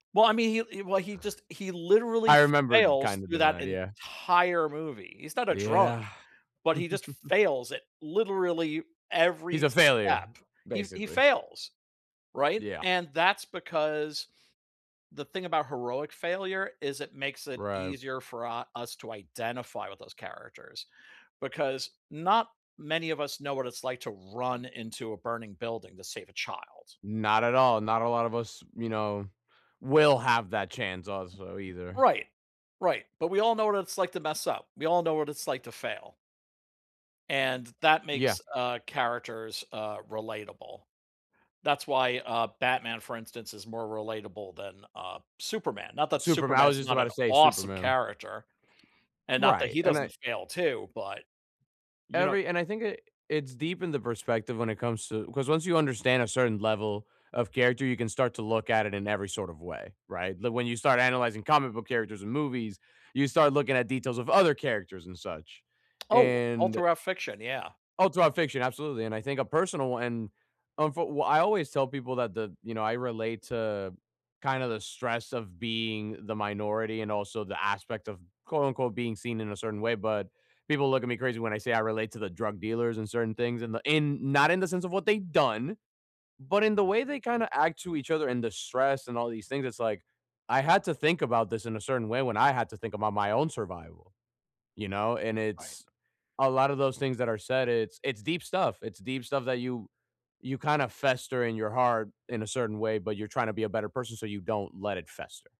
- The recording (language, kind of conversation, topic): English, unstructured, How do characters in stories help us understand ourselves better?
- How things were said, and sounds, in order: stressed: "entire"; chuckle; laughing while speaking: "basically"; tapping; stressed: "awesome"; other background noise; stressed: "other"; stressed: "done"